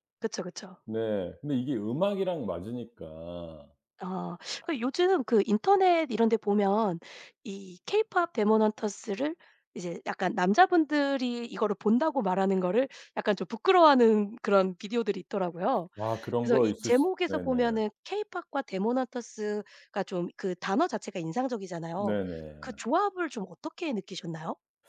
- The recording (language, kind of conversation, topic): Korean, podcast, 가장 좋아하는 영화는 무엇이고, 그 영화를 좋아하는 이유는 무엇인가요?
- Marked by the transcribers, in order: other background noise